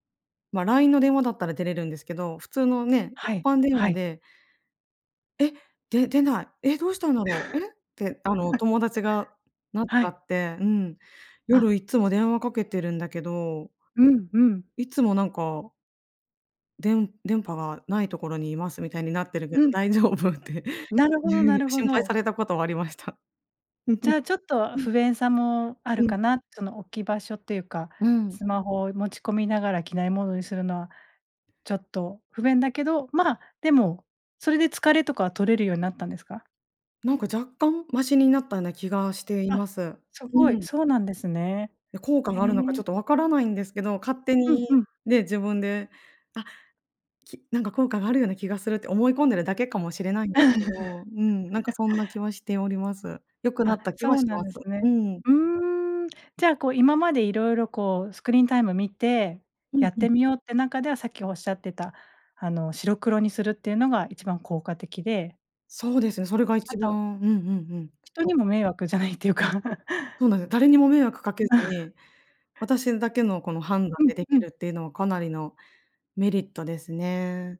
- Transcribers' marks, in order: laugh; laughing while speaking: "大丈夫？って"; laugh; laugh; unintelligible speech; laughing while speaking: "っていうか"; laugh
- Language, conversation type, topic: Japanese, podcast, スマホ時間の管理、どうしていますか？